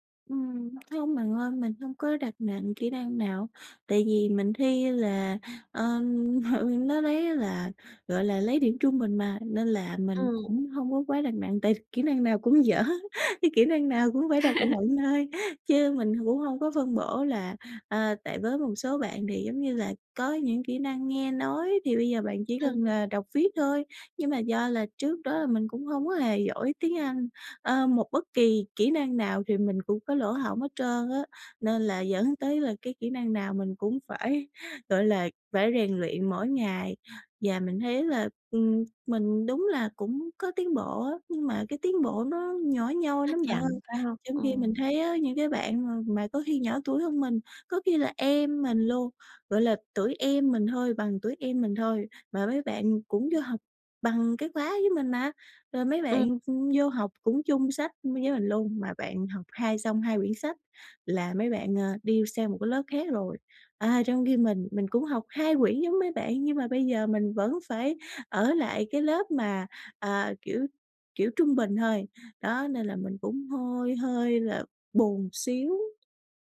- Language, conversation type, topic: Vietnamese, advice, Tại sao tôi tiến bộ chậm dù nỗ lực đều đặn?
- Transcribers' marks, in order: tapping; laugh; laughing while speaking: "dở"; laugh